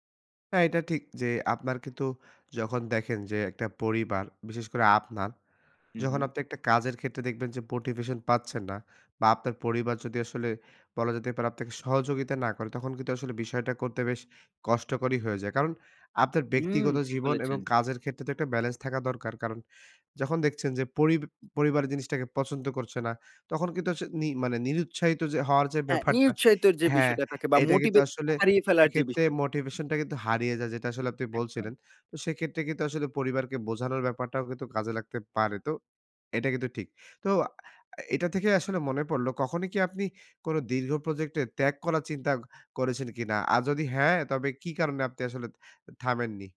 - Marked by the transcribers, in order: other background noise; laughing while speaking: "ব্যাপারটা"
- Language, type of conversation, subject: Bengali, podcast, দীর্ঘ প্রকল্পে কাজ করার সময় মোটিভেশন ধরে রাখতে আপনি কী করেন?